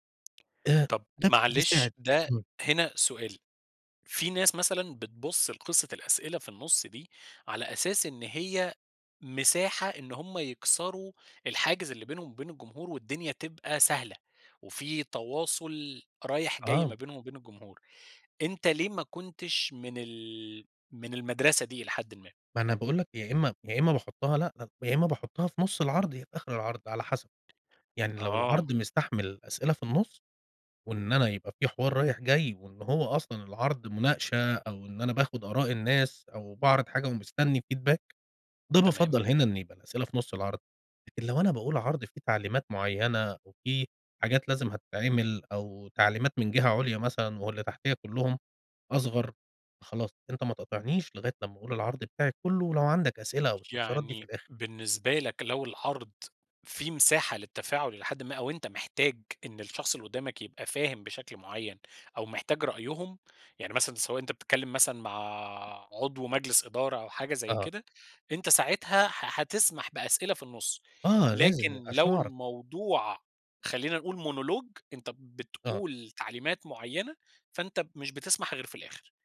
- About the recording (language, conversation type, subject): Arabic, podcast, بتحس بالخوف لما تعرض شغلك قدّام ناس؟ بتتعامل مع ده إزاي؟
- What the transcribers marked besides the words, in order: in English: "feedback"; tapping; in English: "Monologue"